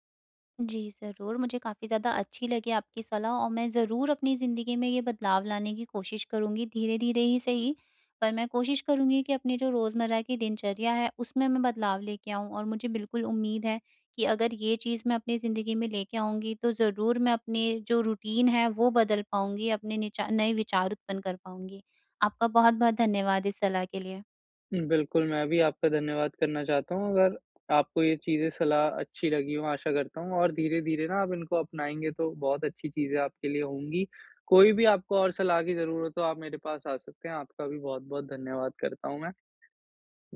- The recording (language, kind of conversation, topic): Hindi, advice, रोज़मर्रा की दिनचर्या में बदलाव करके नए विचार कैसे उत्पन्न कर सकता/सकती हूँ?
- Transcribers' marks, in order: in English: "रूटीन"